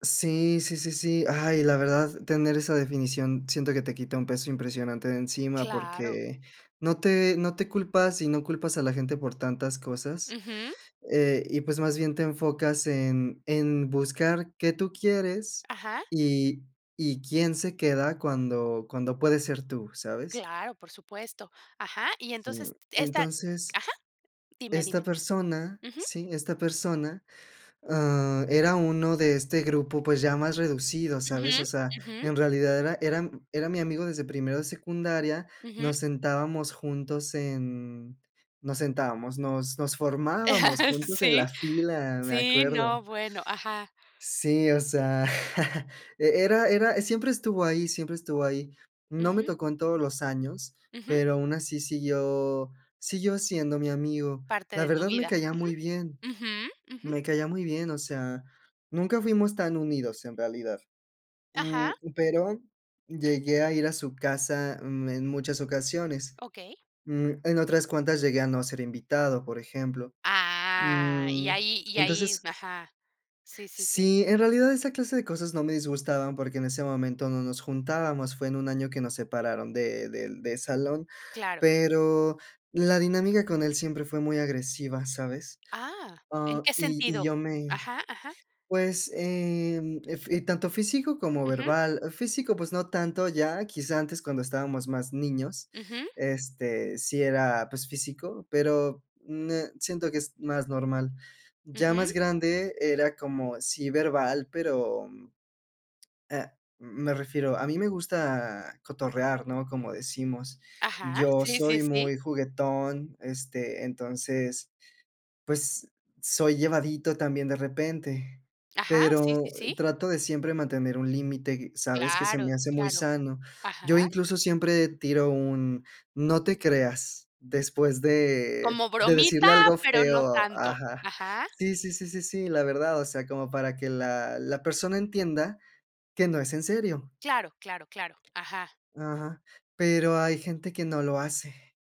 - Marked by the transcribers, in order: laugh; laugh; drawn out: "Ah"
- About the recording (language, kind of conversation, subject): Spanish, podcast, ¿Qué hace que una amistad sea sana?